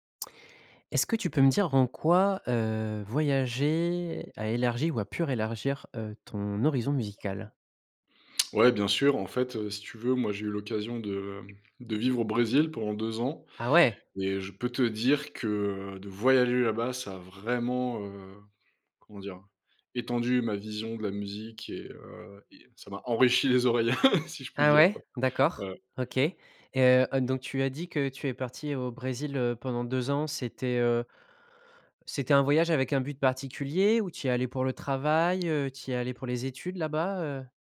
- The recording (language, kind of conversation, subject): French, podcast, En quoi voyager a-t-il élargi ton horizon musical ?
- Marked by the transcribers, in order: chuckle; other background noise